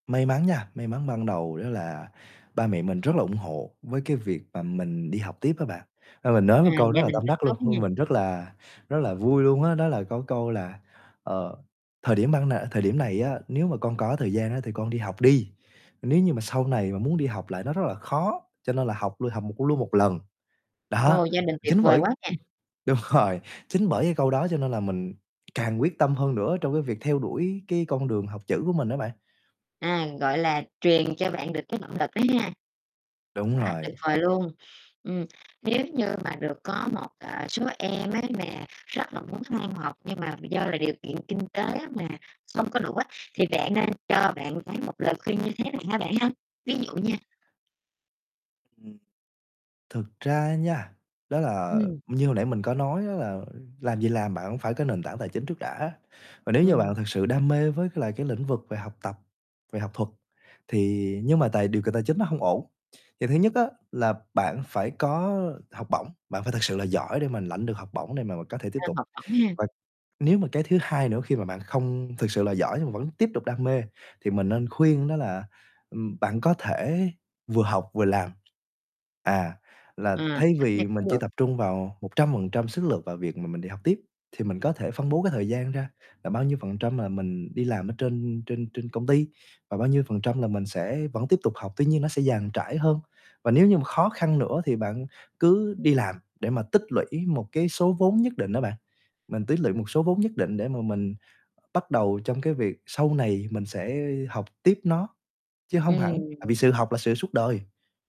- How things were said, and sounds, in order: tapping; distorted speech; other background noise; laughing while speaking: "đúng rồi"
- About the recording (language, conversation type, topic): Vietnamese, podcast, Sau khi tốt nghiệp, bạn chọn học tiếp hay đi làm ngay?
- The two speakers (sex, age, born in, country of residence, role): female, 30-34, Vietnam, Vietnam, host; male, 20-24, Vietnam, Vietnam, guest